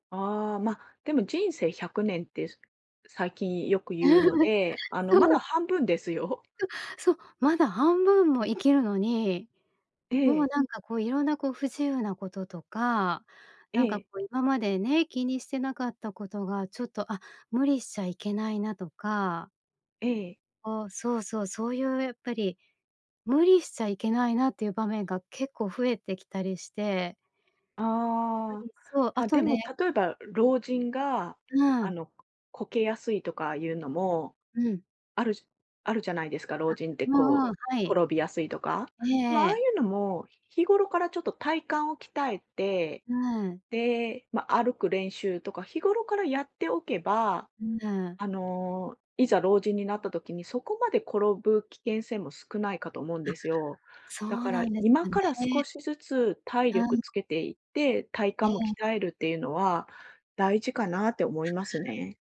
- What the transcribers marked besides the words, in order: tapping; giggle
- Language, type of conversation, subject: Japanese, advice, 将来が不安なとき、どうすれば落ち着けますか？